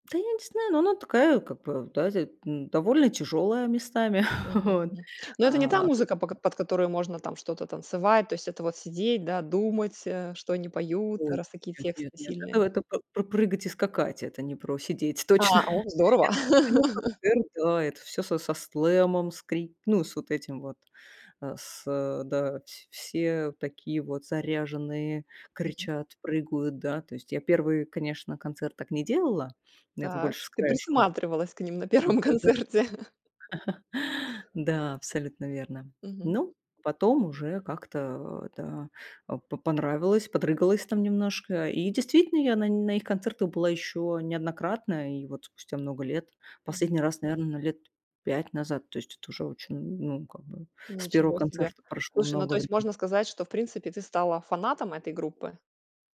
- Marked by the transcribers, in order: exhale; chuckle; tapping; chuckle; laugh; laughing while speaking: "на первом концерте"; laugh
- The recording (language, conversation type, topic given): Russian, podcast, Какой первый концерт произвёл на тебя сильное впечатление?